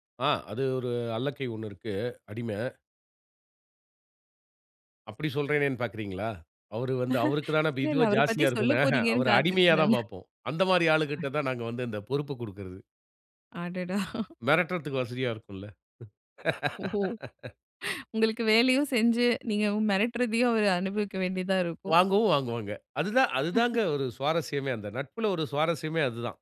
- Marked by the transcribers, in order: chuckle; chuckle; other noise; chuckle; laughing while speaking: "ஓ"; chuckle; laugh; chuckle
- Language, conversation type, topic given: Tamil, podcast, நண்பர்கள் குழுவோடு நீங்கள் பயணித்த அனுபவம் எப்படி இருந்தது?